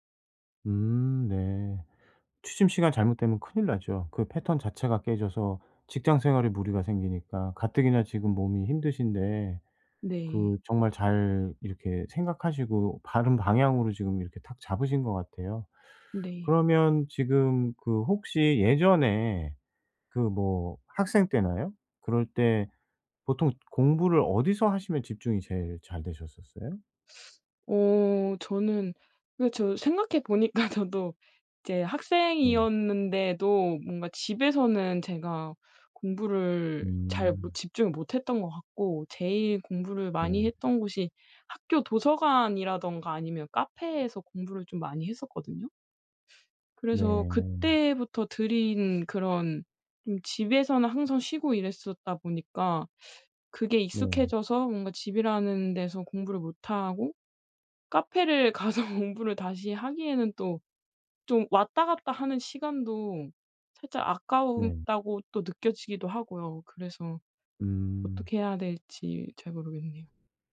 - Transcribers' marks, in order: other background noise; laughing while speaking: "보니까 저도"; laughing while speaking: "가서"
- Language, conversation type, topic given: Korean, advice, 어떻게 새로운 일상을 만들고 꾸준한 습관을 들일 수 있을까요?